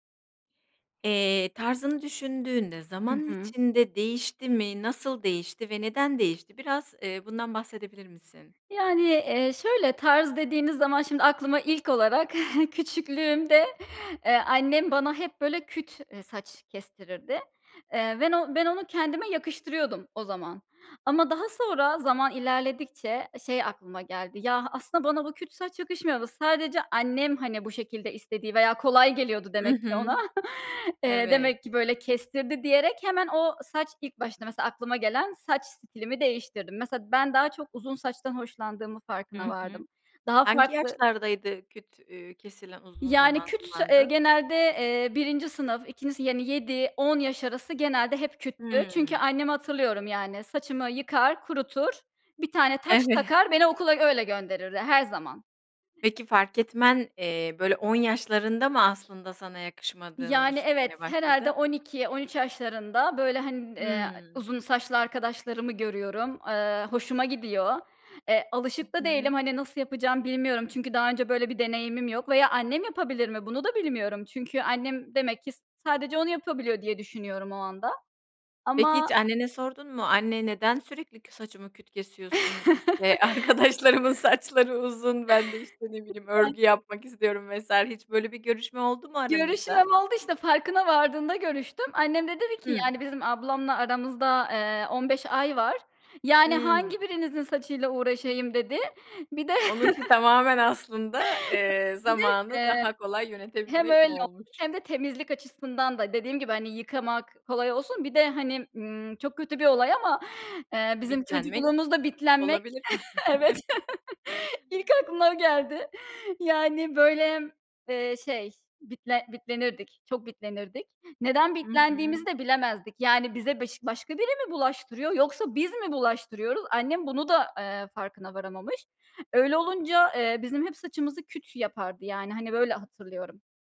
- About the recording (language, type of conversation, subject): Turkish, podcast, Tarzın zaman içinde nasıl değişti ve neden böyle oldu?
- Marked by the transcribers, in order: other background noise; chuckle; chuckle; laughing while speaking: "Evet"; chuckle; laughing while speaking: "arkadaşlarımın"; unintelligible speech; tapping; chuckle; chuckle